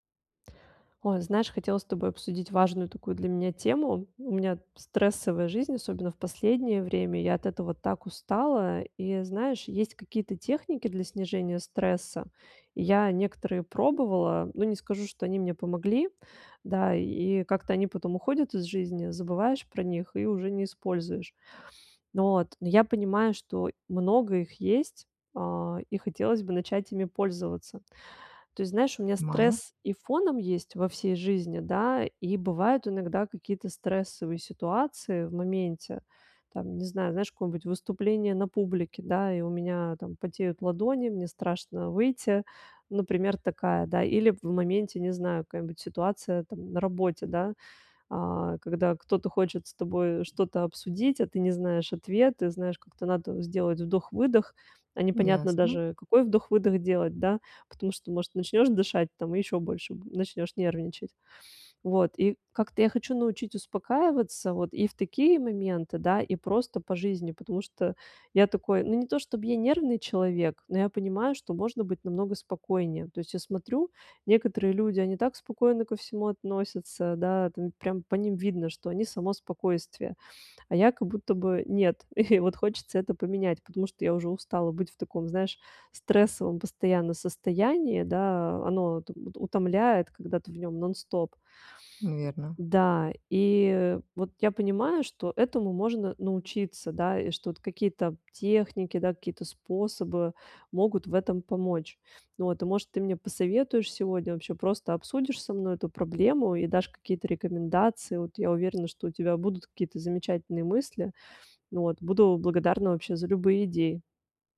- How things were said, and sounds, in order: tapping; other background noise; chuckle
- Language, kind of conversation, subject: Russian, advice, Какие короткие техники помогут быстро снизить уровень стресса?